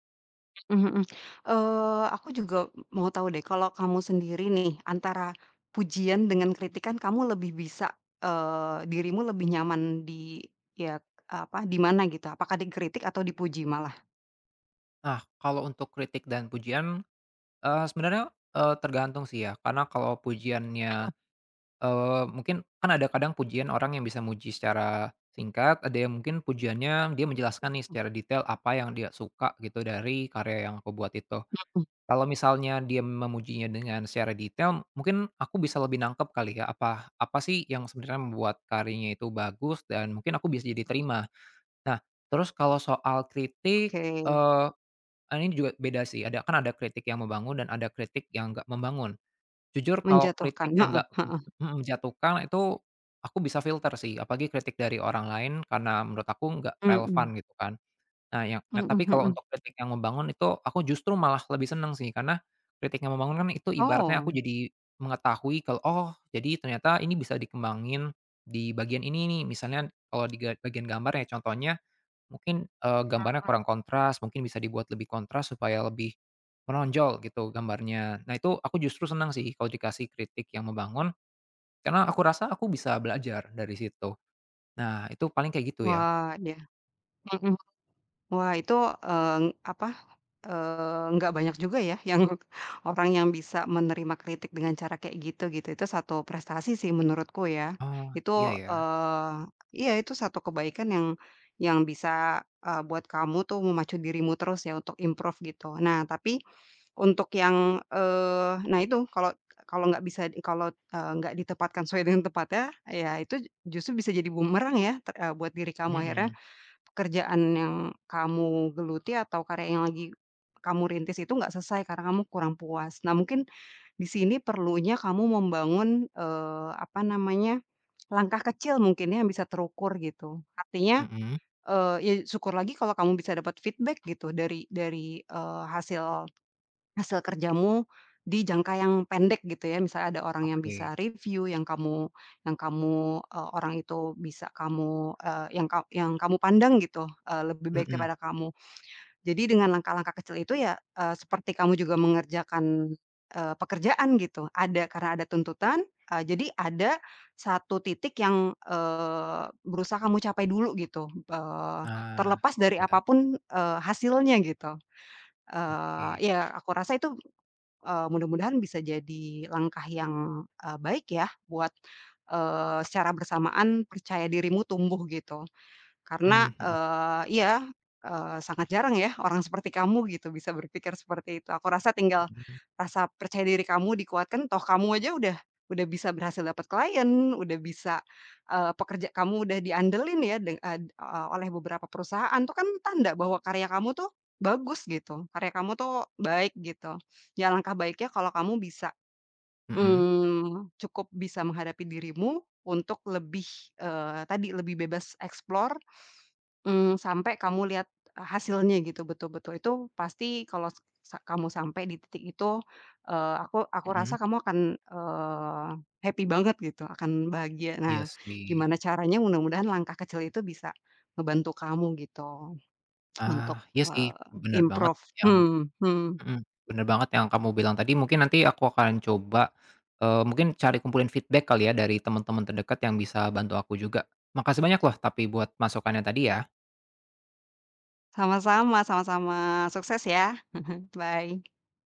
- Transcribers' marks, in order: other background noise; unintelligible speech; unintelligible speech; tapping; in English: "filter"; laughing while speaking: "yang, e"; in English: "improve"; in English: "feedback"; in English: "explore"; in English: "happy"; lip smack; in English: "improve"; in English: "feedback"; chuckle; in English: "Bye"
- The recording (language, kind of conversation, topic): Indonesian, advice, Mengapa saya sulit menerima pujian dan merasa tidak pantas?